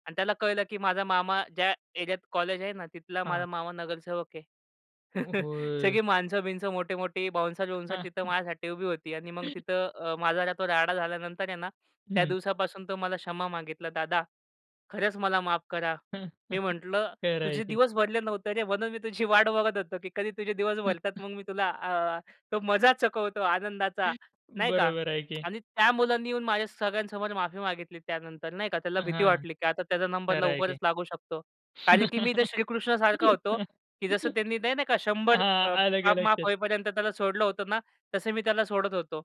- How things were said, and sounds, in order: chuckle; other background noise; chuckle; chuckle; laughing while speaking: "कधी तुझे दिवस भरतात मग मी तुला अ, तो मजा चकवतो आनंदाचा"; chuckle; chuckle; laugh
- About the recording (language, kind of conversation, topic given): Marathi, podcast, क्षमेसाठी माफी मागताना कोणते शब्द खऱ्या अर्थाने बदल घडवतात?